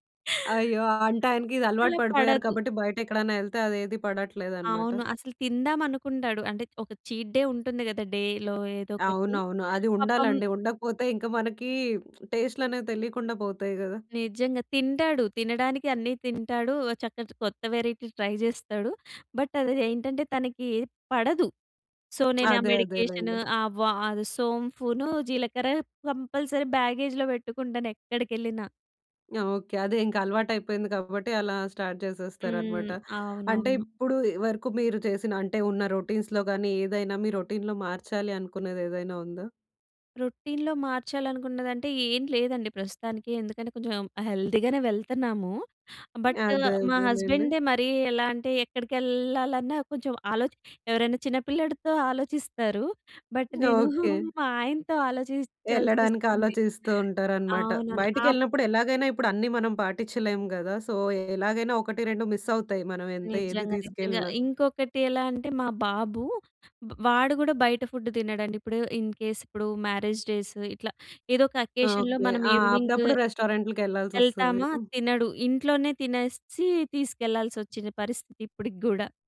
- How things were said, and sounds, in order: in English: "చీట్ డే"; in English: "డేలో"; lip smack; in English: "వేరైటీ ట్రై"; in English: "బట్"; in English: "సో"; teeth sucking; in English: "మెడికేషన్"; in English: "కంపల్సరీ బ్యాగేజ్‌లో"; in English: "స్టార్ట్"; in English: "రొటీన్స్‌లో"; in English: "రొటీన్‌లో"; in English: "రొటీన్‌లో"; in English: "హెల్తీ"; in English: "బట్"; in English: "బట్"; laughing while speaking: "నేను మా ఆయనతో ఆలోచించాల్సొస్తుంది"; in English: "సో"; in English: "ఫుడ్"; in English: "ఇన్‌కేస్"; in English: "మ్యారేజ్ డేస్"; in English: "అకేషన్‌లో"; other noise
- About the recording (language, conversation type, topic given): Telugu, podcast, ప్రతి రోజు బలంగా ఉండటానికి మీరు ఏ రోజువారీ అలవాట్లు పాటిస్తారు?